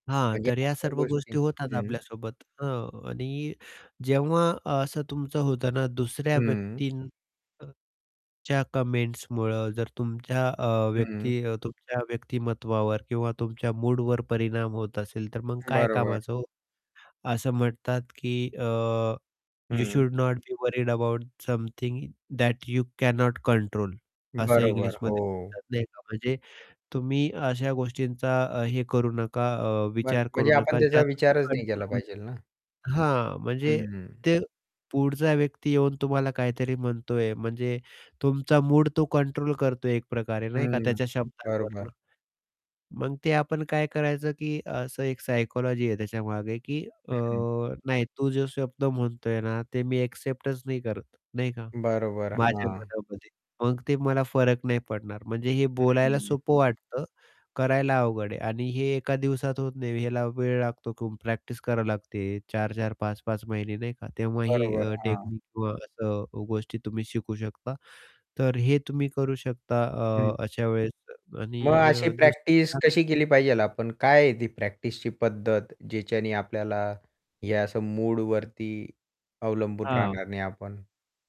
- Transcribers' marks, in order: static; distorted speech; in English: "कमेंट्समुळं"; in English: "यू शुड नॉट बी वरिड अबाउट समथिंग दॅट यू कॅनॉट कंट्रोल"; unintelligible speech; unintelligible speech; "पाहिजे" said as "पाहिजेल"; tapping; unintelligible speech; "पाहिजे" said as "पाहिजेल"
- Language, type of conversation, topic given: Marathi, podcast, सोशल मिडियाचा वापर केल्याने तुमच्या मनःस्थितीवर काय परिणाम होतो?